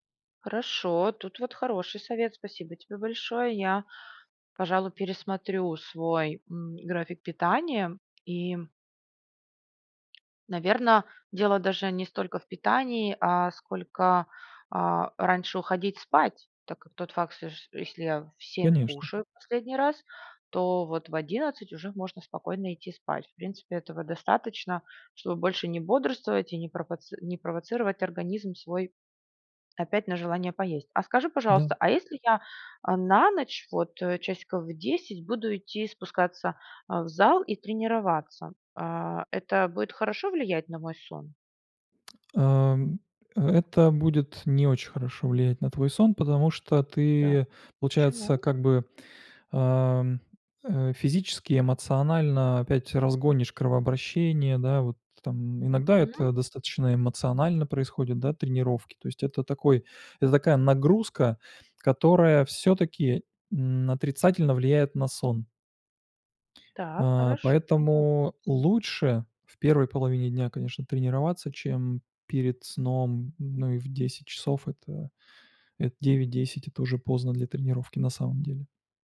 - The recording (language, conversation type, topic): Russian, advice, Как вечерние перекусы мешают сну и самочувствию?
- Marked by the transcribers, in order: tapping; unintelligible speech; tsk; other background noise